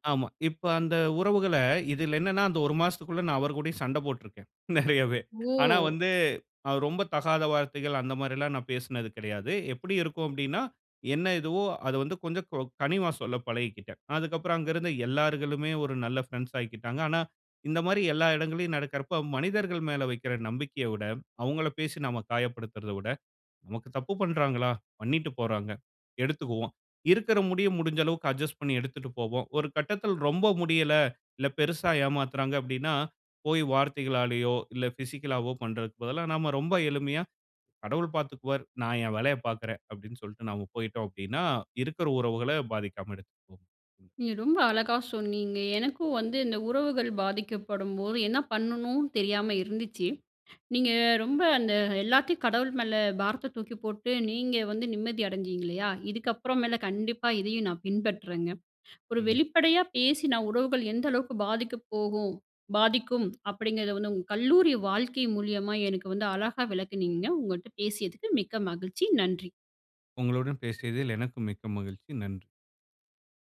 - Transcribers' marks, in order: other background noise; laughing while speaking: "நெறையவே"; in English: "அட்ஜஸ்ட்"; in English: "பிஸிக்கலாவோ"
- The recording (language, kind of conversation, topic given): Tamil, podcast, வெளிப்படையாகப் பேசினால் உறவுகள் பாதிக்கப் போகும் என்ற அச்சம் உங்களுக்கு இருக்கிறதா?